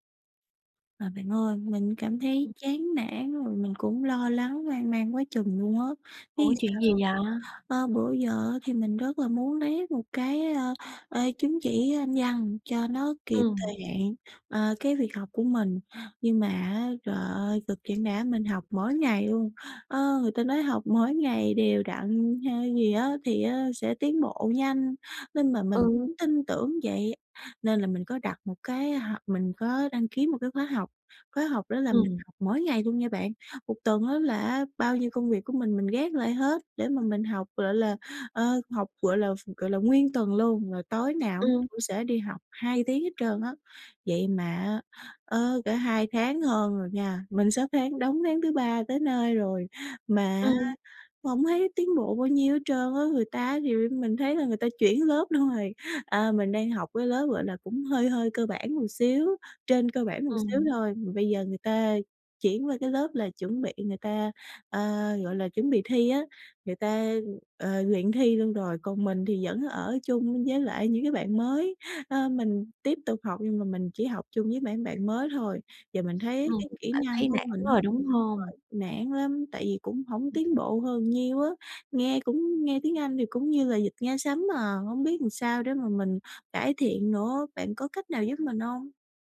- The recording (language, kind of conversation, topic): Vietnamese, advice, Tại sao tôi tiến bộ chậm dù nỗ lực đều đặn?
- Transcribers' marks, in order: other background noise; tapping; unintelligible speech